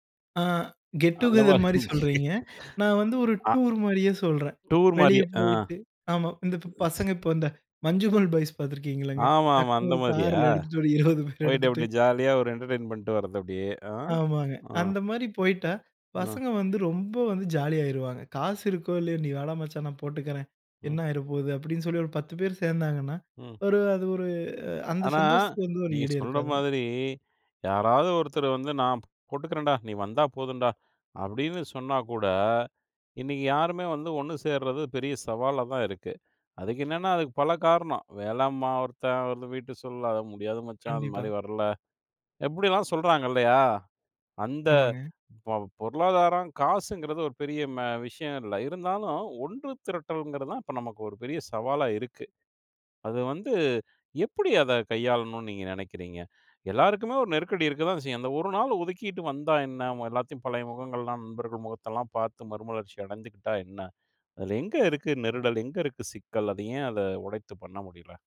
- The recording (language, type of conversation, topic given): Tamil, podcast, நட்பை பேணுவதற்கு அவசியமான ஒரு பழக்கம் என்ன என்று நீங்கள் நினைக்கிறீர்கள்?
- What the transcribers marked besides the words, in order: in English: "கெட்டூகெதெர்"; laughing while speaking: "அந்த மாதிரி"; other noise; chuckle; laughing while speaking: "டக்னு ஒரு கார்ல எடுத்துட்டு ஒரு இருவது பேர் எடுத்துட்டு"; in English: "என்டர்டெயின்மெண்ட்"; tapping